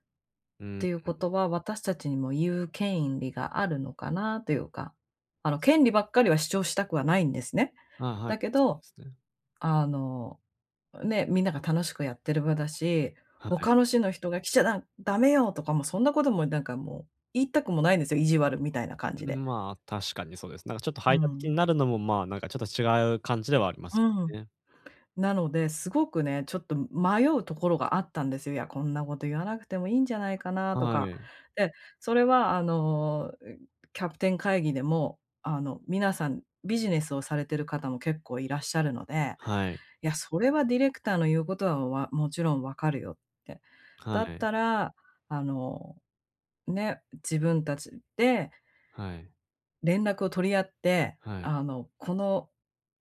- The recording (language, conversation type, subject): Japanese, advice, 反論すべきか、それとも手放すべきかをどう判断すればよいですか？
- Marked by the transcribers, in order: none